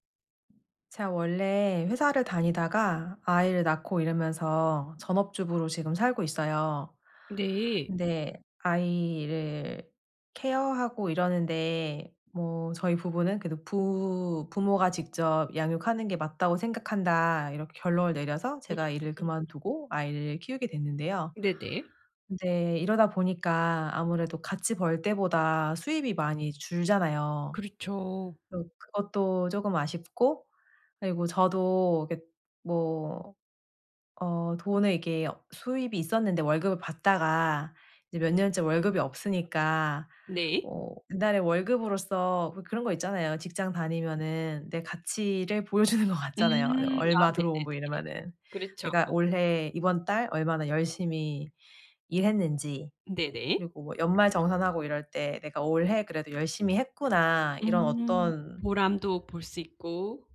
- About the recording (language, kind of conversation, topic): Korean, advice, 수입과 일의 의미 사이에서 어떻게 균형을 찾을 수 있을까요?
- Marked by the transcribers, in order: other background noise; laughing while speaking: "주는 것 같잖아요"